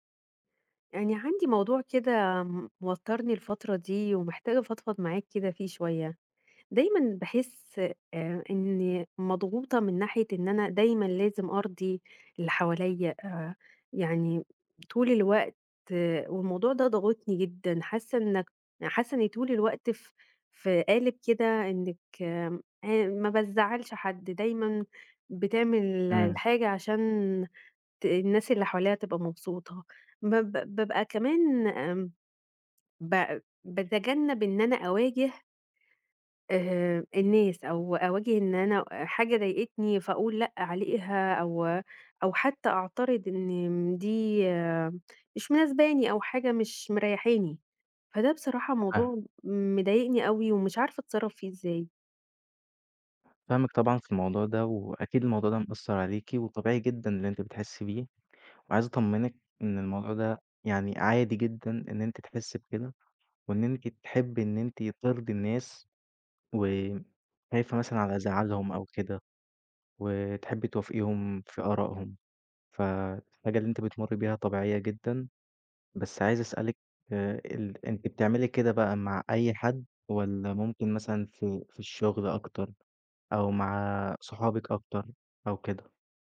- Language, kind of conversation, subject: Arabic, advice, إزاي أتعامل مع إحساسي إني مجبور أرضي الناس وبتهرّب من المواجهة؟
- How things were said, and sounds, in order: tapping